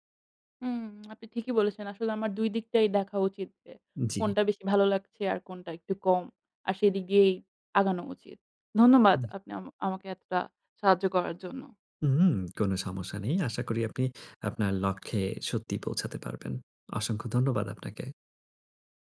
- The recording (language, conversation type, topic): Bengali, advice, আমি কীভাবে সঠিকভাবে লক্ষ্য নির্ধারণ করতে পারি?
- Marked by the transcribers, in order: lip smack; tapping